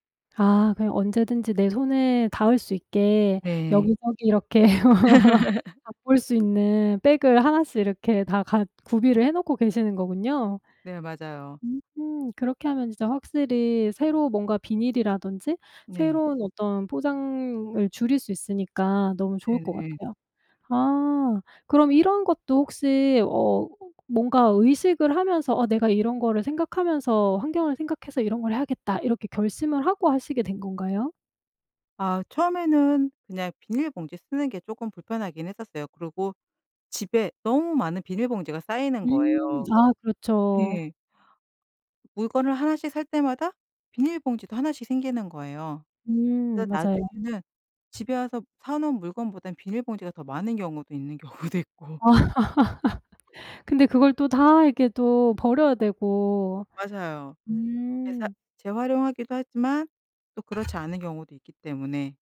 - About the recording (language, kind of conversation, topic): Korean, podcast, 플라스틱 사용을 현실적으로 줄일 수 있는 방법은 무엇인가요?
- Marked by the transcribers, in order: laugh; tapping; other background noise; laughing while speaking: "경우도 있고"; laugh; unintelligible speech